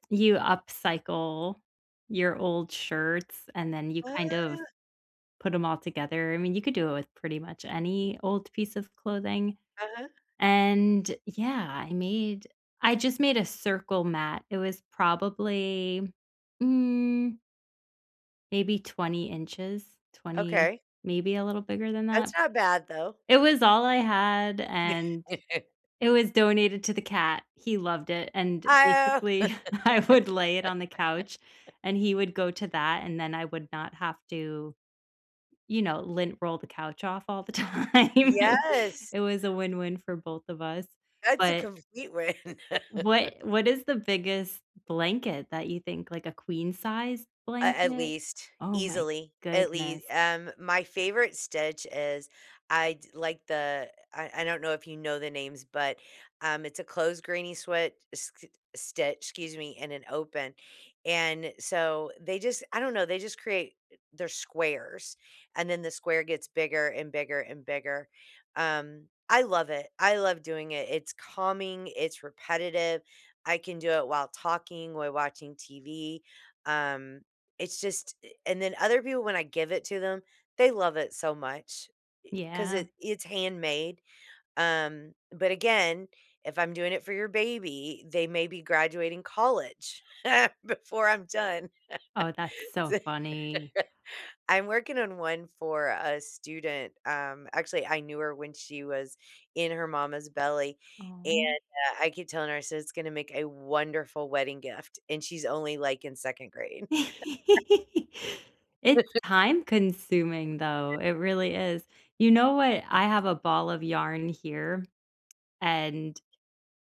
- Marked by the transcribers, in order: chuckle; chuckle; laughing while speaking: "I would"; laugh; laughing while speaking: "time"; laughing while speaking: "win"; chuckle; laugh; laughing while speaking: "before I'm done. D"; chuckle; tapping; giggle; laugh
- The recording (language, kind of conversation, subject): English, unstructured, How do you measure progress in hobbies that don't have obvious milestones?